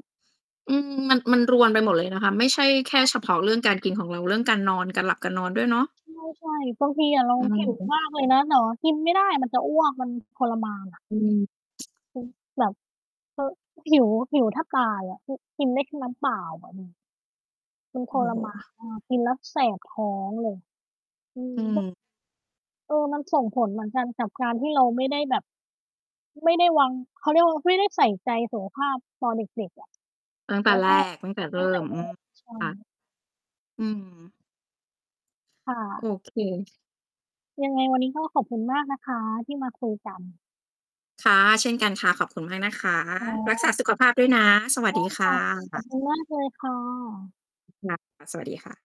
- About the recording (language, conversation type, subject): Thai, unstructured, ความทรงจำเกี่ยวกับอาหารในวัยเด็กของคุณคืออะไร?
- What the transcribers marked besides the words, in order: distorted speech; mechanical hum; tsk; static; other noise